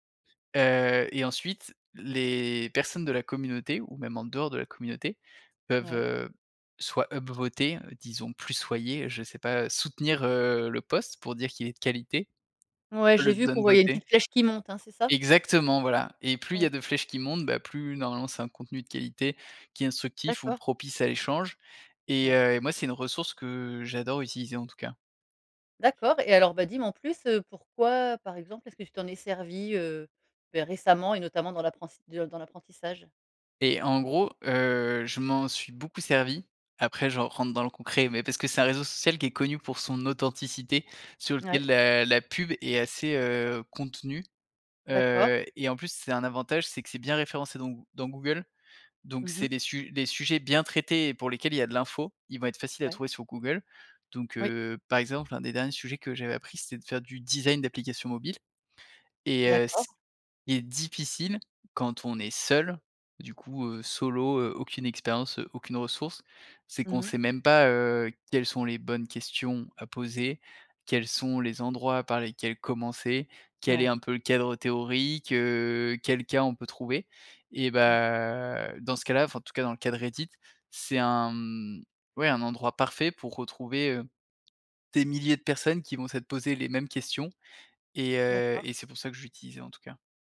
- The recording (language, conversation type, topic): French, podcast, Comment trouver des communautés quand on apprend en solo ?
- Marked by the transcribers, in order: put-on voice: "up"; "soutenir" said as "plussoyer"; put-on voice: "down"; other background noise; tapping; drawn out: "bah"; stressed: "parfait"